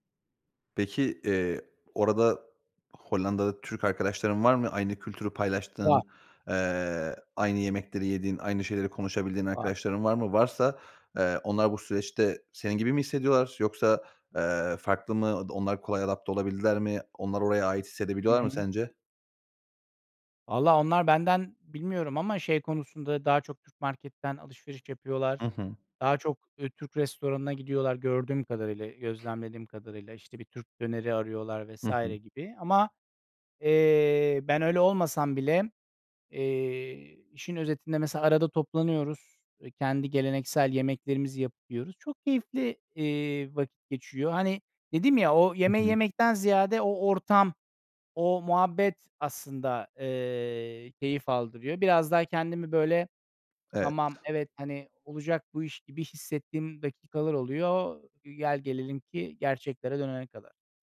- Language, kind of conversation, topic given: Turkish, podcast, Bir yere ait olmak senin için ne anlama geliyor ve bunu ne şekilde hissediyorsun?
- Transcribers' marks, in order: other background noise; tapping